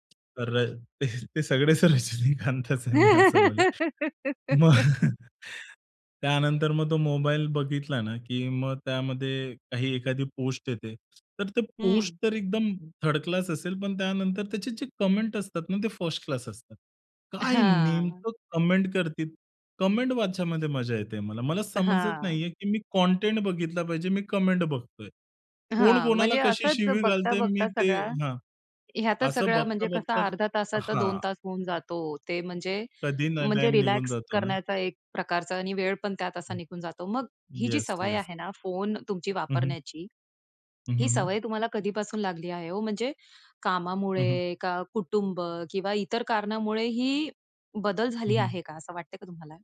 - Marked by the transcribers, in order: other background noise; laughing while speaking: "ते सगळेच रजनीकांतच आहे मी असं बोलेल. मग"; laugh; in English: "थर्ड"; in English: "कमेंट"; in English: "कमेंट"; in English: "कमेंट"; in English: "कमेंट"; tapping
- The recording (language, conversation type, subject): Marathi, podcast, सकाळी फोन वापरण्याची तुमची पद्धत काय आहे?